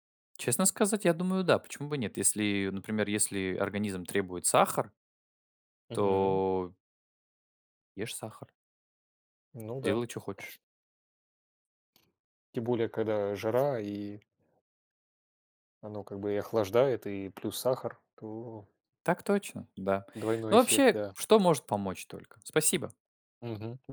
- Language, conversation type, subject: Russian, unstructured, Что помогает вам поднять настроение в трудные моменты?
- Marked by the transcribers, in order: tapping; other background noise